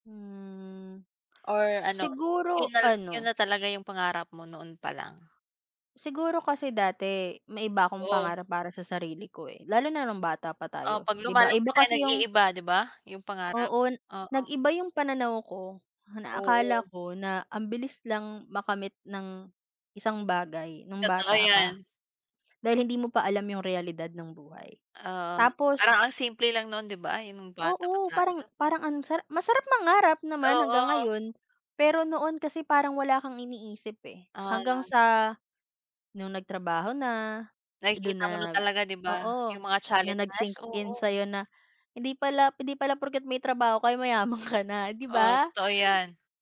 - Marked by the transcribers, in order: drawn out: "Mm"
- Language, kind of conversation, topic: Filipino, unstructured, Ano ang mga pangarap mo sa hinaharap?